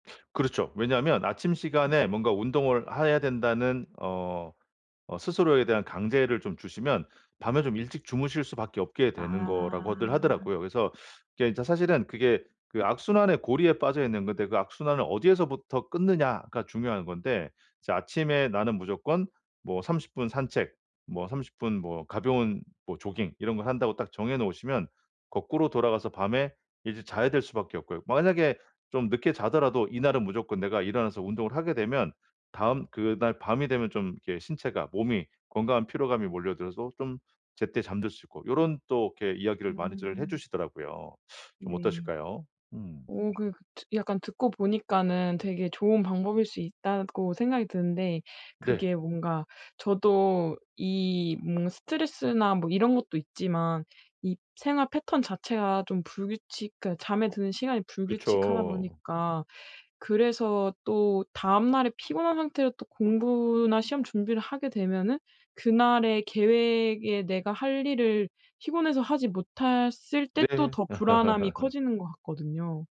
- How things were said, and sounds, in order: inhale; other background noise; "해야" said as "하야"; teeth sucking; "못했을" said as "못핬을"; laugh
- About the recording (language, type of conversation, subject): Korean, advice, 스트레스 때문에 잠이 잘 안 올 때 수면의 질을 어떻게 개선할 수 있나요?
- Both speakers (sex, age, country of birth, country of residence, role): female, 25-29, South Korea, South Korea, user; male, 45-49, South Korea, United States, advisor